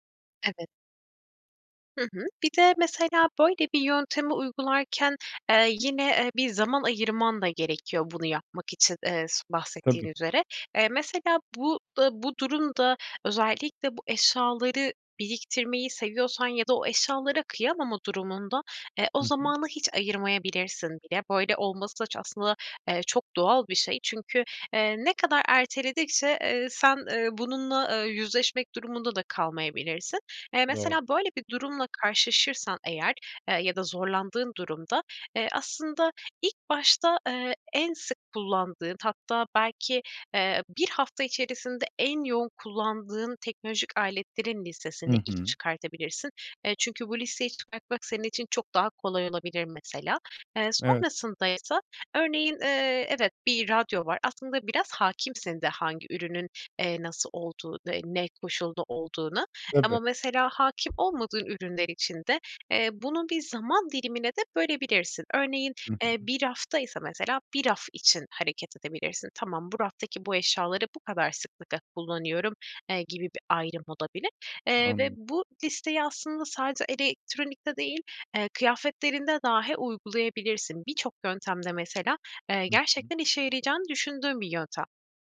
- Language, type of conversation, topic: Turkish, advice, Evde gereksiz eşyalar birikiyor ve yer kalmıyor; bu durumu nasıl çözebilirim?
- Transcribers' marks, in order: other background noise; tapping